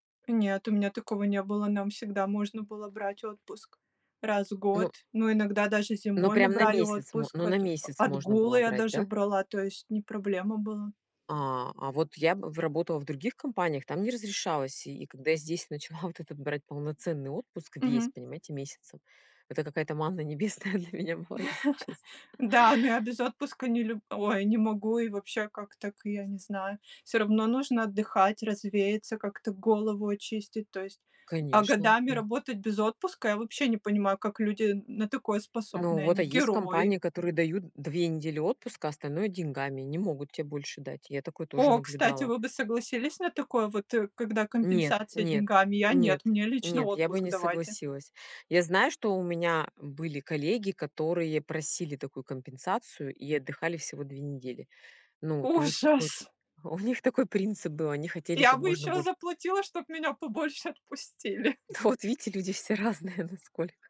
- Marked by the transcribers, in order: tapping; laughing while speaking: "небесная для меня была, если честно"; chuckle; laughing while speaking: "Я бы еще заплатила, чтоб меня побольше отпустили"; laughing while speaking: "Да, вот видите, люди все разные насколько"
- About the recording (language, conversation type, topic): Russian, unstructured, Как вы выбираете между высокой зарплатой и интересной работой?